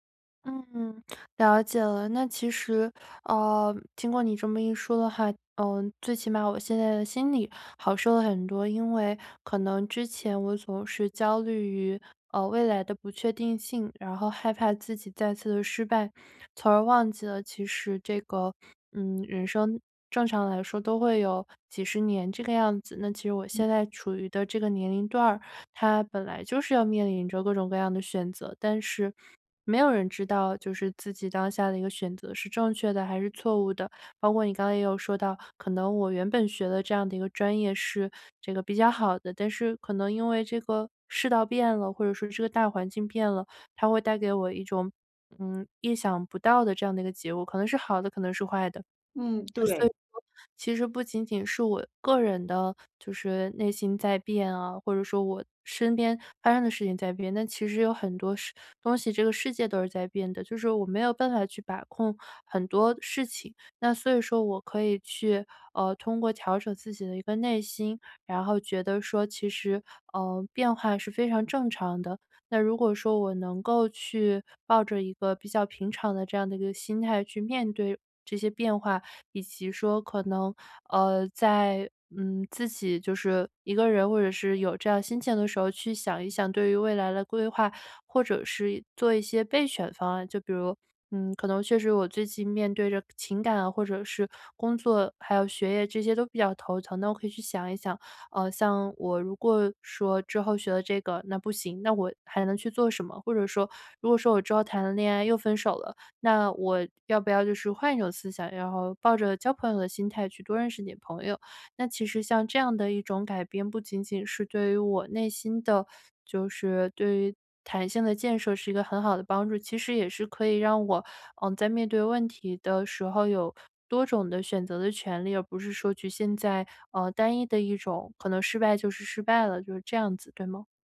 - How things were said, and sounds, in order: tapping; other background noise
- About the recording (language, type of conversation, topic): Chinese, advice, 我怎样在变化和不确定中建立心理弹性并更好地适应？